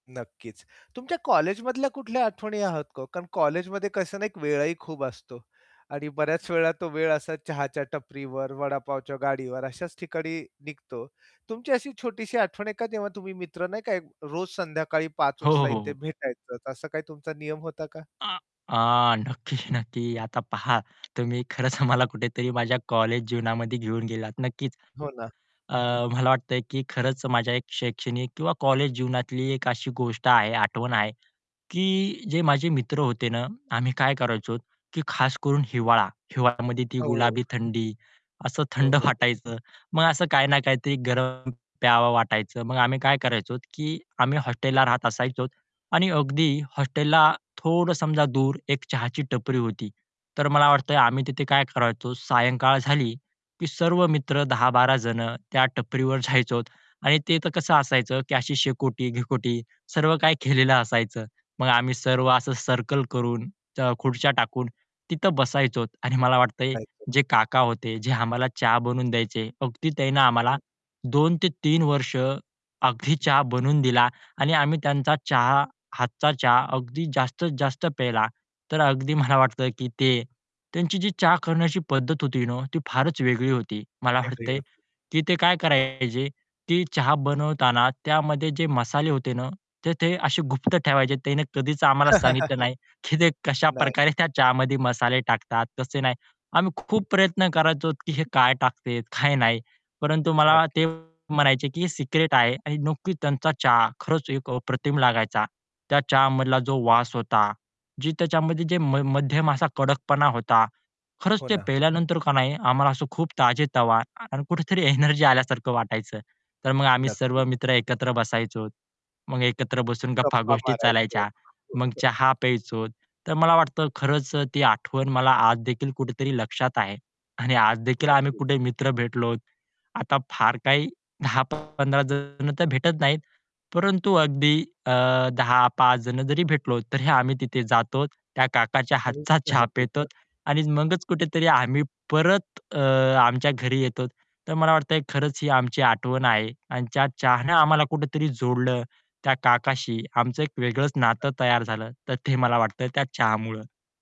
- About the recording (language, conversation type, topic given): Marathi, podcast, एक कप चहा बनवण्याची तुमची खास पद्धत काय आहे?
- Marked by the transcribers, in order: distorted speech; laughing while speaking: "नक्की, नक्की"; laughing while speaking: "खरंच मला"; static; "करायचो" said as "करायचोत"; "करायचो" said as "करायचोत"; "असायचो" said as "करायचोत"; laughing while speaking: "जायचोत"; laughing while speaking: "केलेलं"; "बसायचो" said as "बसायचोत"; unintelligible speech; laughing while speaking: "जे"; laugh; "करायचो" said as "करायचोत"; laughing while speaking: "काय नाही"; tapping; "बसायचो" said as "बसायचोत"; unintelligible speech; laughing while speaking: "आणि"; other background noise; "जातो" said as "जातोत"; "पितो" said as "पीतोत"; unintelligible speech; "येतो" said as "येतोत"; unintelligible speech